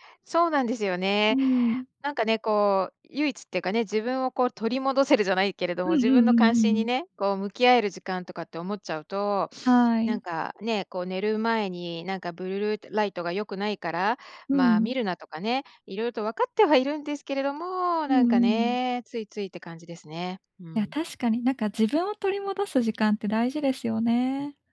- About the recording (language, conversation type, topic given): Japanese, advice, 安らかな眠りを優先したいのですが、夜の習慣との葛藤をどう解消すればよいですか？
- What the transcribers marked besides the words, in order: "ブルー" said as "ブルル"